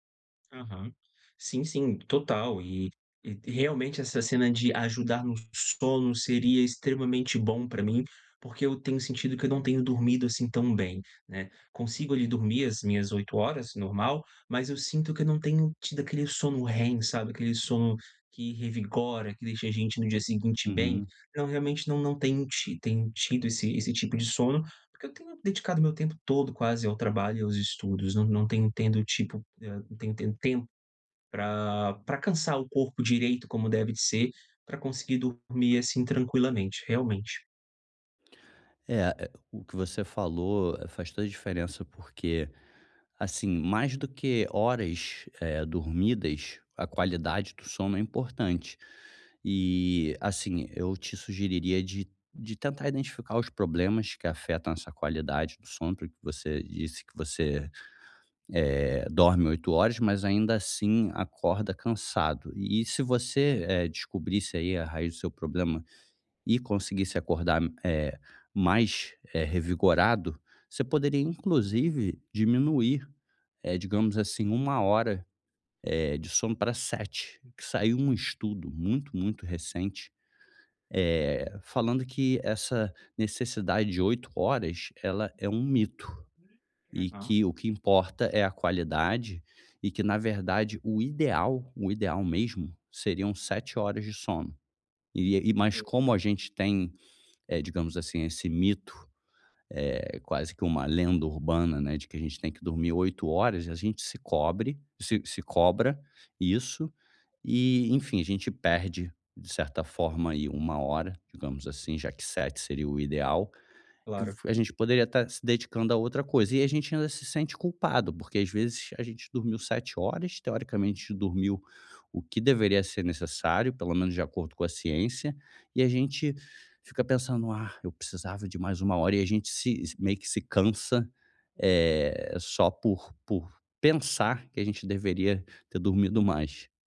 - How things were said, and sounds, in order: tapping; other background noise
- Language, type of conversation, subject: Portuguese, advice, Como posso conciliar o trabalho com tempo para meus hobbies?